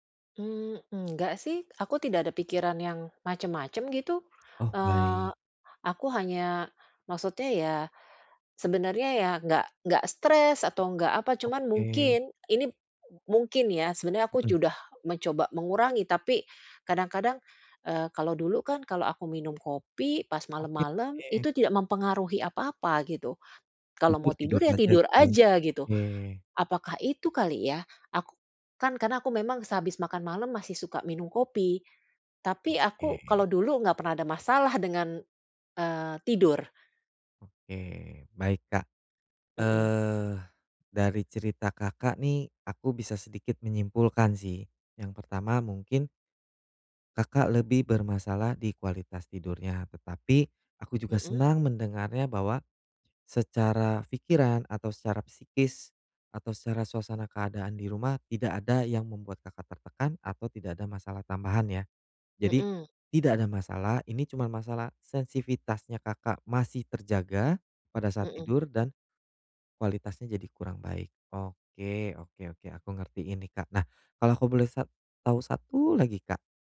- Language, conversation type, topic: Indonesian, advice, Bagaimana cara memperbaiki kualitas tidur malam agar saya bisa tidur lebih nyenyak dan bangun lebih segar?
- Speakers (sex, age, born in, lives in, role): female, 50-54, Indonesia, Netherlands, user; male, 35-39, Indonesia, Indonesia, advisor
- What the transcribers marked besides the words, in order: other background noise